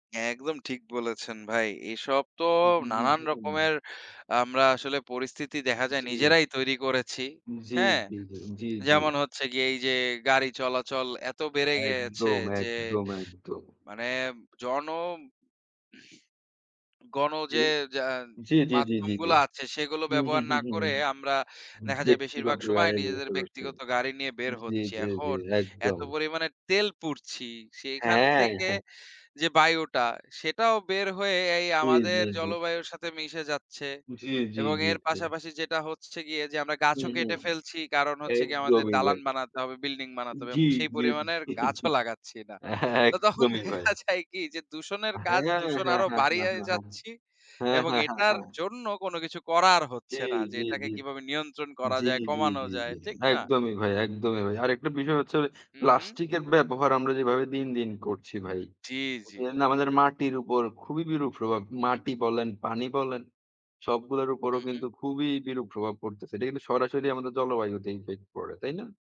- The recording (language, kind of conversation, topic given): Bengali, unstructured, জলবায়ু পরিবর্তন আমাদের দৈনন্দিন জীবনে কীভাবে প্রভাব ফেলে?
- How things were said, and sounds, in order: throat clearing; laughing while speaking: "দেখা যায় কি? যে"